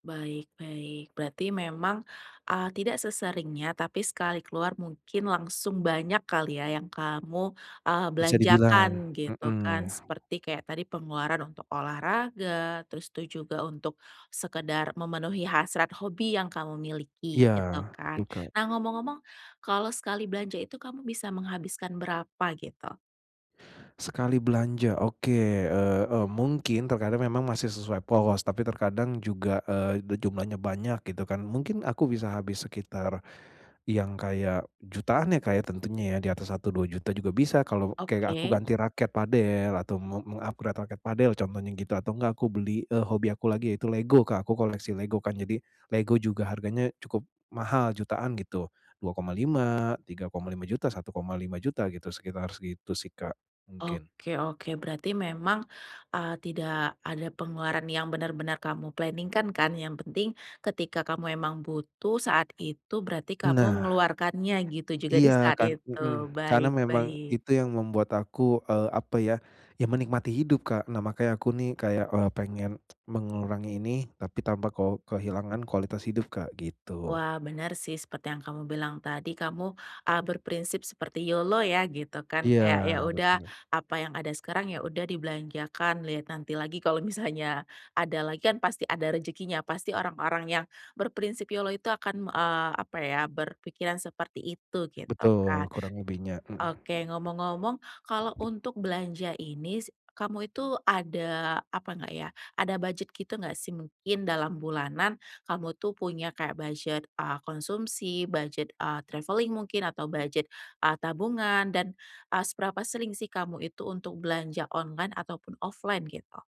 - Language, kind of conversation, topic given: Indonesian, advice, Bagaimana cara membatasi belanja impulsif tanpa mengurangi kualitas hidup?
- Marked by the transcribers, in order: other background noise; tapping; in English: "meng-upgrade"; in English: "planning-kan"; laughing while speaking: "kalau misalnya"; in English: "traveling"; in English: "offline"